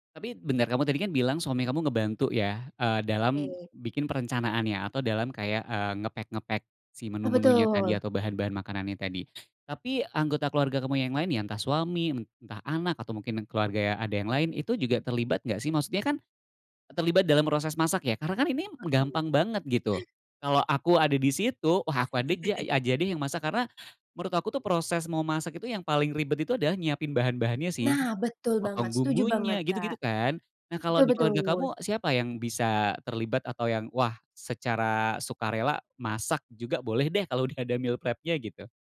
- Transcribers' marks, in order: in English: "nge-pack nge-pack"; chuckle; other background noise; in English: "meal prep-nya"
- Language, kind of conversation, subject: Indonesian, podcast, Bagaimana cara kamu mengurangi sampah makanan sehari-hari di rumah?
- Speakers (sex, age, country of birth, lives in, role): female, 25-29, Indonesia, Indonesia, guest; male, 35-39, Indonesia, Indonesia, host